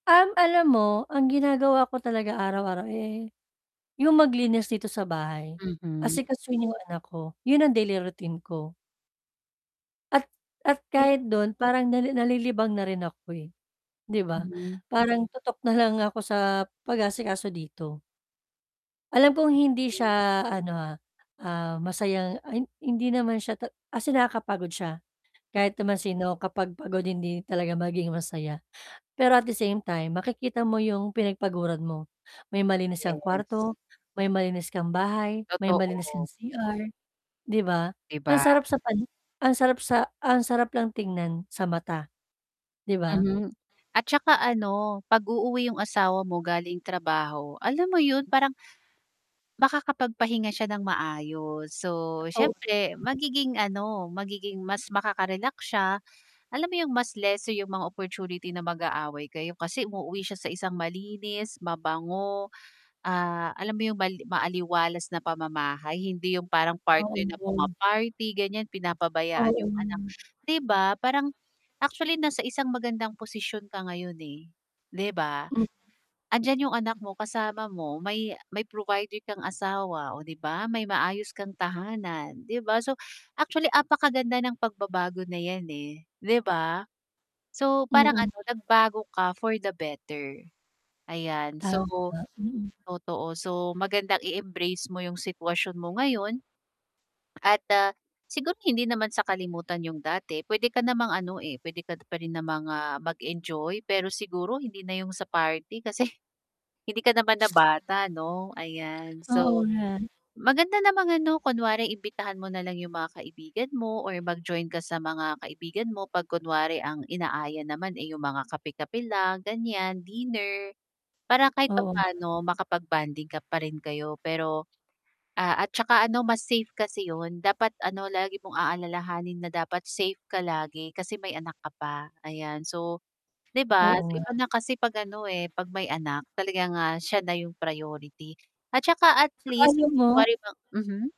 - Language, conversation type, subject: Filipino, advice, Paano ako matututo tumanggap kapag maraming bagay ang nagbabago?
- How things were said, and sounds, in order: mechanical hum; distorted speech; static; other background noise; tapping